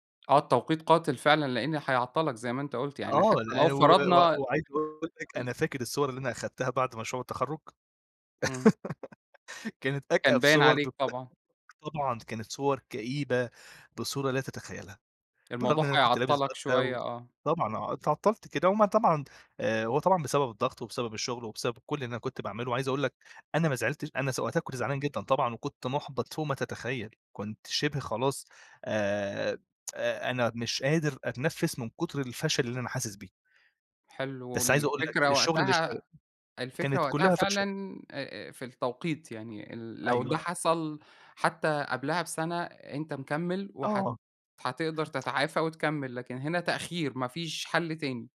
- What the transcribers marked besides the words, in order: laugh; tsk; background speech
- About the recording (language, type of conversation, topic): Arabic, podcast, إزاي بتعرف إن الفشل ممكن يبقى فرصة مش نهاية؟